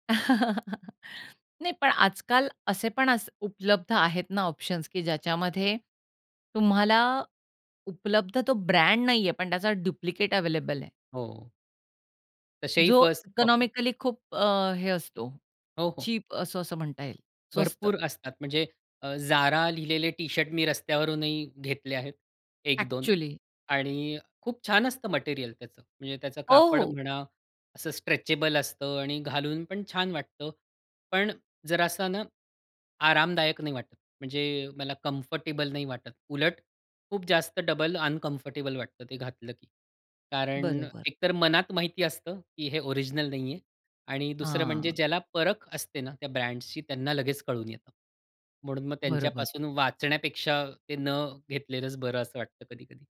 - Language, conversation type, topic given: Marathi, podcast, फॅशनसाठी तुम्हाला प्रेरणा कुठून मिळते?
- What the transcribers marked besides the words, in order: chuckle; in English: "ऑप्शन्स"; in English: "डुप्लिकेट"; in English: "फर्स्ट कॉपी"; in English: "इकॉनॉमिकली"; in English: "चीप"; in English: "अ‍ॅक्चुअली"; in English: "स्ट्रेचेबल"; in English: "कम्फर्टेबल"; in English: "अनकम्फर्टेबल"; tapping